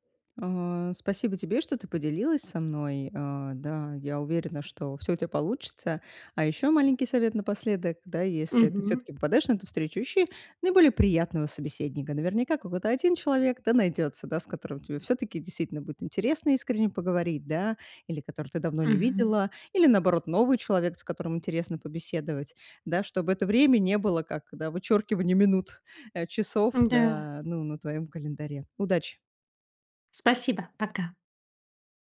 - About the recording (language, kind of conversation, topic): Russian, advice, Почему я чувствую себя изолированным на вечеринках и встречах?
- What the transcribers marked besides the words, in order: tapping; other background noise